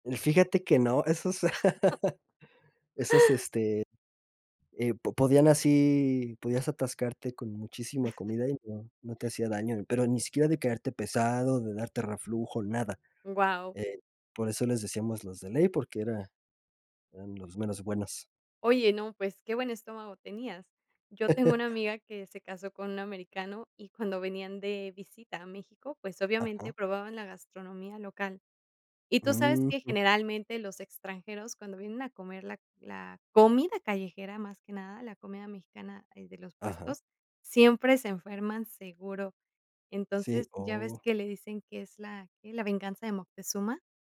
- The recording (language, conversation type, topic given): Spanish, podcast, ¿Qué te atrae de la comida callejera y por qué?
- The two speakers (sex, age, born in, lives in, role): female, 40-44, Mexico, Mexico, host; male, 25-29, Mexico, Mexico, guest
- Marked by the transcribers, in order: laugh; chuckle; laugh